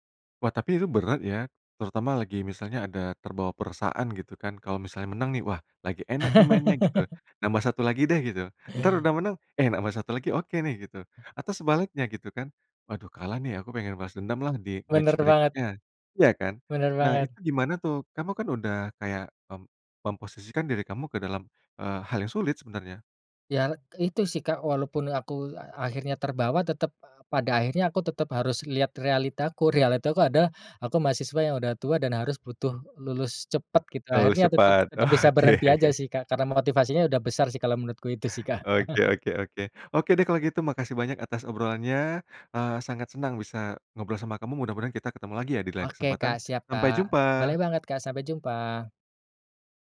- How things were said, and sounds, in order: laugh; in English: "match"; laughing while speaking: "Oke"; chuckle
- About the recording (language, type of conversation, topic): Indonesian, podcast, Pernah nggak aplikasi bikin kamu malah nunda kerja?